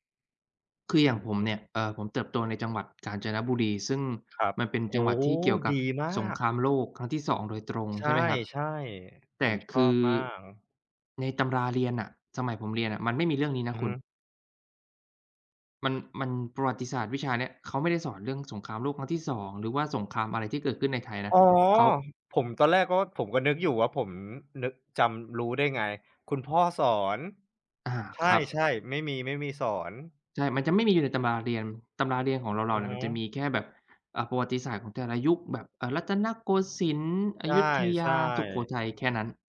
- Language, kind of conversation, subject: Thai, unstructured, เราควรให้ความสำคัญกับการเรียนประวัติศาสตร์ในโรงเรียนไหม?
- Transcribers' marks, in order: "มาก" said as "ม่าง"; stressed: "อ๋อ"